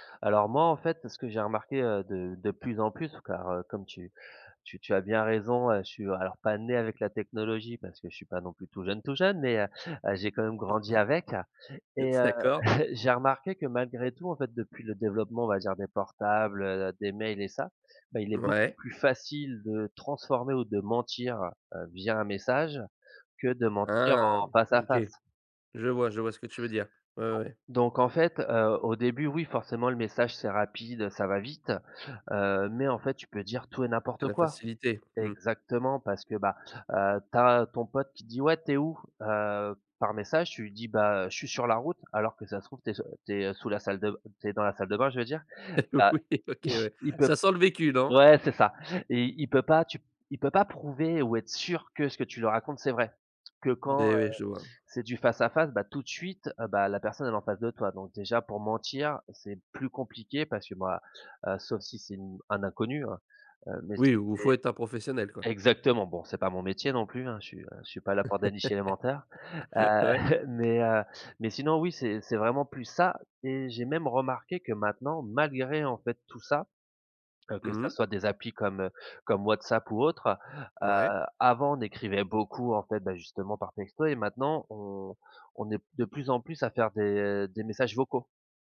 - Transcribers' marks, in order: stressed: "né"; chuckle; drawn out: "Ah !"; laughing while speaking: "Oui"; laughing while speaking: "il"; laugh; laughing while speaking: "Ouais"; chuckle
- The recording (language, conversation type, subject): French, podcast, Tu préfères parler en face ou par message, et pourquoi ?